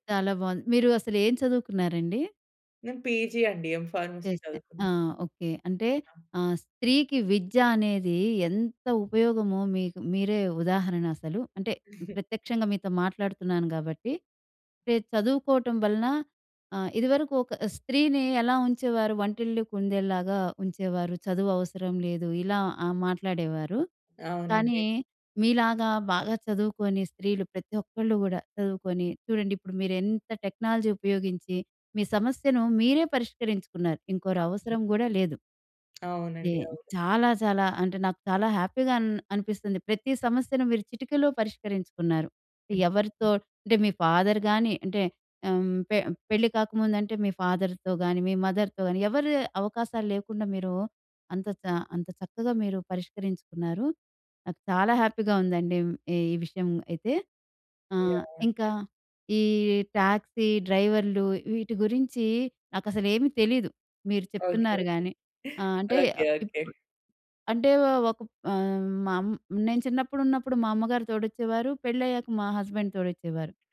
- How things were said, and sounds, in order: in English: "పీజీ"; in English: "ఎం ఫార్మసీ"; giggle; other background noise; in English: "టెక్నాలజీ"; tapping; in English: "హ్యాపీగా"; in English: "ఫాదర్"; in English: "ఫాదర్‌తో"; in English: "మదర్‌తో"; in English: "హ్యాపీగా"; in English: "ట్యాక్సీ"; other noise; laughing while speaking: "ఓకే. ఓకే"; in English: "హస్బెండ్"
- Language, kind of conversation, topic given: Telugu, podcast, టాక్సీ లేదా ఆటో డ్రైవర్‌తో మీకు ఏమైనా సమస్య ఎదురయ్యిందా?